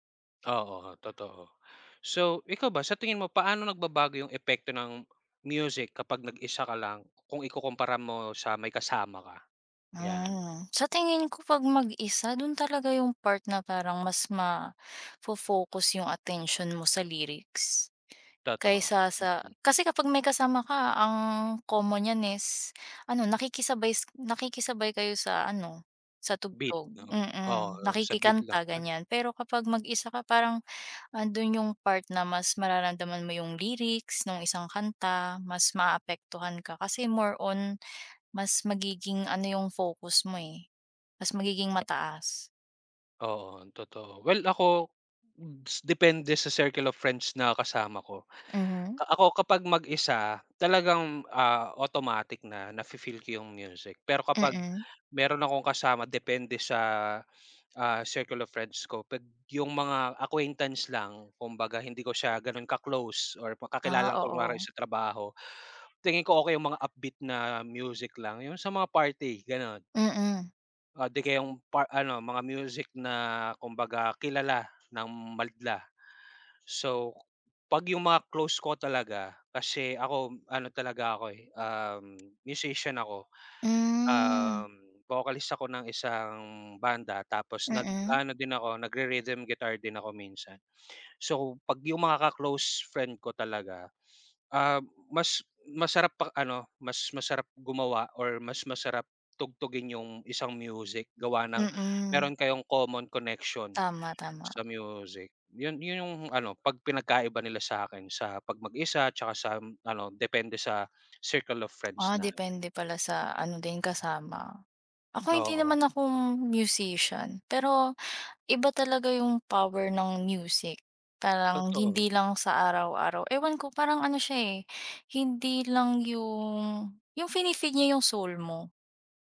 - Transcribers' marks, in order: other background noise; hiccup; in English: "circle of friends"; in English: "circle of friends"; in English: "acquaintance"; in English: "upbeat"; in English: "vocalist"; in English: "common connection"; in English: "circle of friends"; in English: "soul"
- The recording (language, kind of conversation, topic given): Filipino, unstructured, Paano ka naaapektuhan ng musika sa araw-araw?